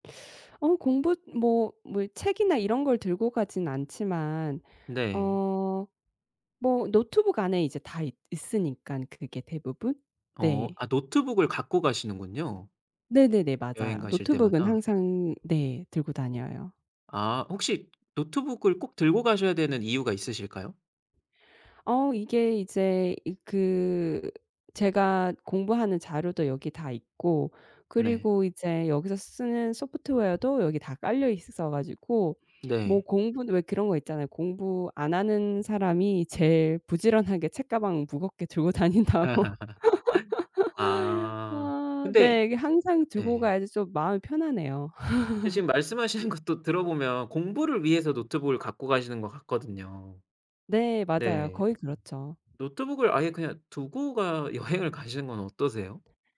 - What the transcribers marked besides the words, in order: tapping; laugh; laughing while speaking: "들고 다닌다고"; laugh; laugh; laughing while speaking: "말씀하시는 것도"; laughing while speaking: "여행을 가시는"
- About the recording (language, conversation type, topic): Korean, advice, 여행이나 출장 중에 습관이 무너지는 문제를 어떻게 해결할 수 있을까요?
- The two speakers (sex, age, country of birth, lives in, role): female, 30-34, South Korea, United States, user; male, 30-34, South Korea, Hungary, advisor